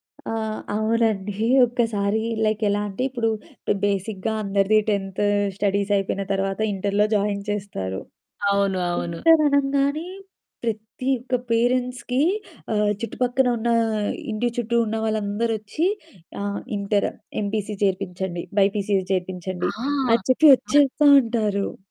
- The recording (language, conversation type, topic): Telugu, podcast, సాధారణంగా మీరు నిర్ణయం తీసుకునే ముందు స్నేహితుల సలహా తీసుకుంటారా, లేక ఒంటరిగా నిర్ణయించుకుంటారా?
- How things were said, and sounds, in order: other background noise; chuckle; in English: "లైక్"; in English: "బేసిక్‌గా"; in English: "టెన్త్ స్టడీస్"; in English: "జాయిన్"; in English: "పేరెంట్స్‌కి"; in English: "ఎంపీసీ"; in English: "బైపీసీ"; distorted speech; in English: "సూపర్"